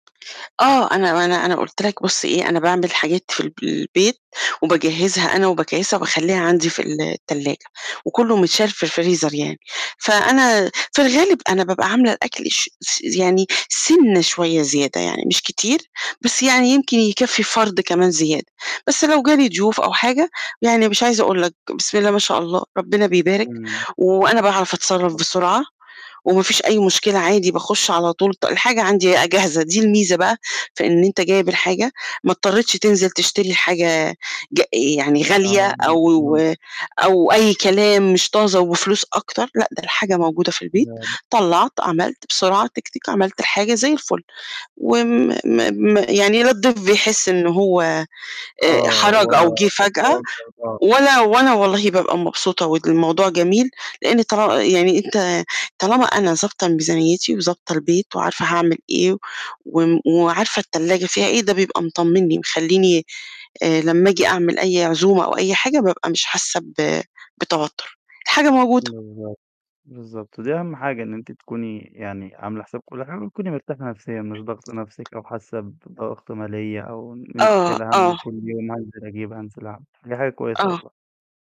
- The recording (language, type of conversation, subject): Arabic, podcast, إزاي بتنظّم ميزانية الأكل بتاعتك على مدار الأسبوع؟
- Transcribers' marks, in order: other background noise; "بقى" said as "يقى"; distorted speech; unintelligible speech; tapping; unintelligible speech